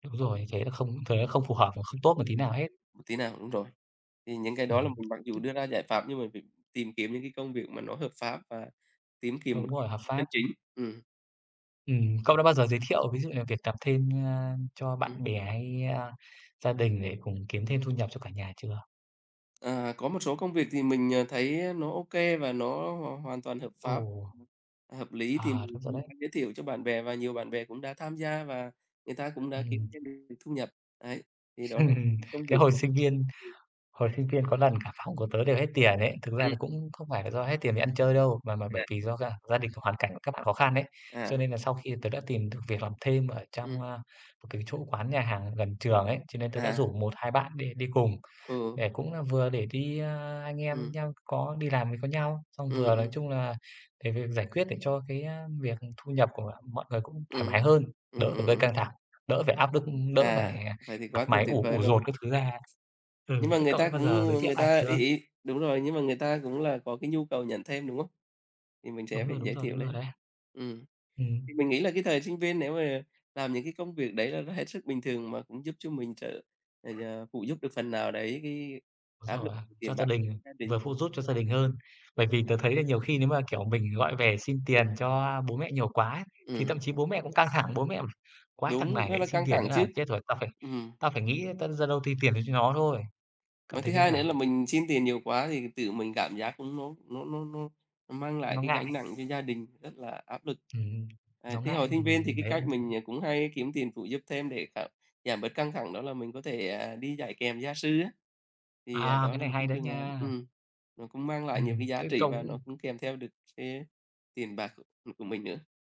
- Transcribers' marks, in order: other background noise; tapping; chuckle; unintelligible speech
- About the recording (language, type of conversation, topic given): Vietnamese, unstructured, Tiền bạc có phải là nguyên nhân chính gây căng thẳng trong cuộc sống không?